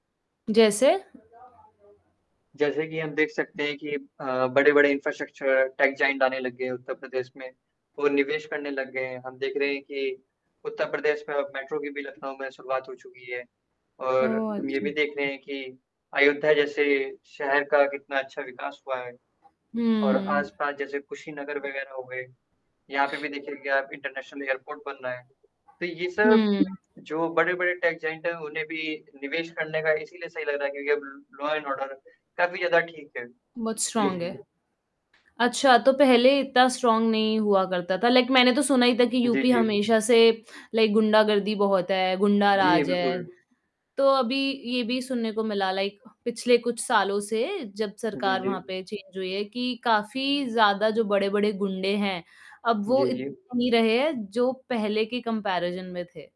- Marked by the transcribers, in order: background speech; static; in English: "इंफ्रास्ट्रक्चरर टेक जायंट"; other background noise; in English: "इंटरनेशनल एयरपोर्ट"; in English: "टेक जायंट"; in English: "ल लॉ एंड ऑर्डर"; distorted speech; in English: "स्ट्रांग"; tapping; in English: "स्ट्रांग"; in English: "लाइक"; in English: "लाइक"; in English: "लाइक"; in English: "चेंज"; in English: "कम्पैरिज़न"
- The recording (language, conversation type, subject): Hindi, unstructured, सरकार हमारे रोज़मर्रा के जीवन को कैसे प्रभावित करती है?